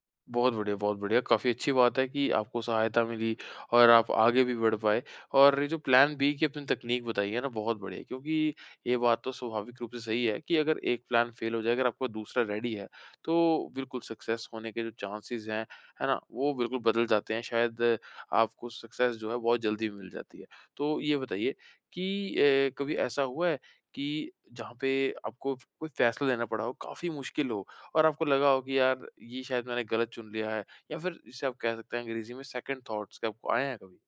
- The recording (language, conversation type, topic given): Hindi, podcast, जोखिम उठाने से पहले आप अपनी अनिश्चितता को कैसे कम करते हैं?
- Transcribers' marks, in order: in English: "प्लान बी"; in English: "प्लान"; in English: "रेडी"; in English: "सक्सेस"; in English: "चांसेज़"; in English: "सक्सेस"; in English: "सेकंड थाट्स"